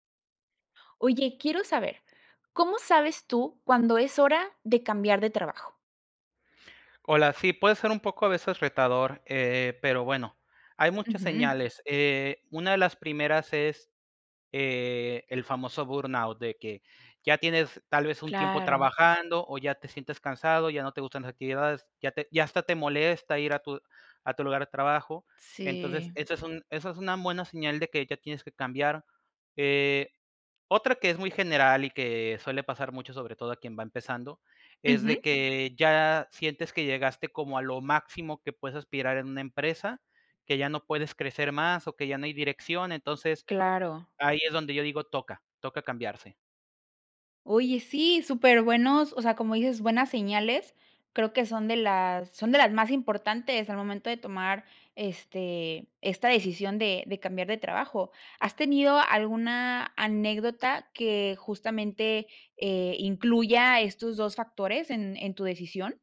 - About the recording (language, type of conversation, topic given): Spanish, podcast, ¿Cómo sabes cuándo es hora de cambiar de trabajo?
- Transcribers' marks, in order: other background noise; tapping